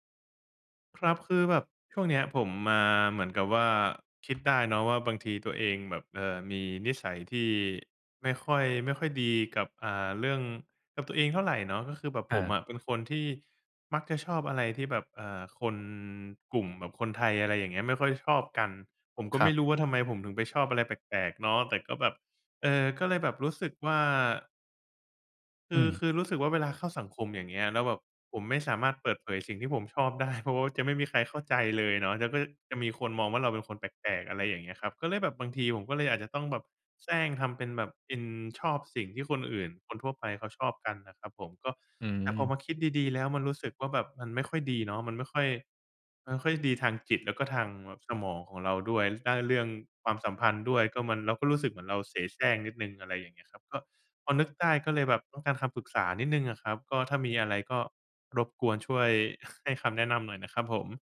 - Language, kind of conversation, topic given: Thai, advice, คุณเคยซ่อนความชอบที่ไม่เหมือนคนอื่นเพื่อให้คนรอบตัวคุณยอมรับอย่างไร?
- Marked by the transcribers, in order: laughing while speaking: "ได้"; chuckle